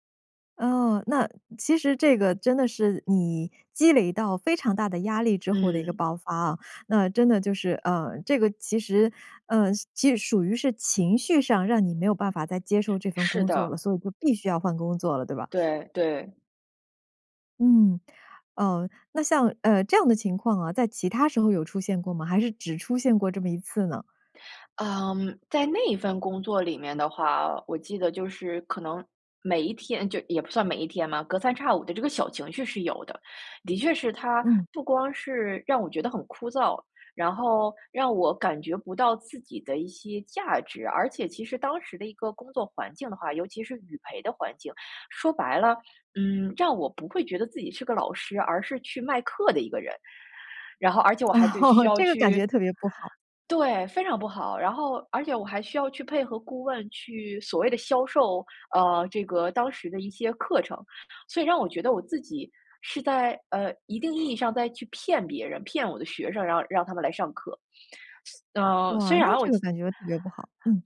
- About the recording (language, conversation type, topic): Chinese, podcast, 你通常怎么决定要不要换一份工作啊？
- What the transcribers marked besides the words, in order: other background noise; laugh; tapping; other noise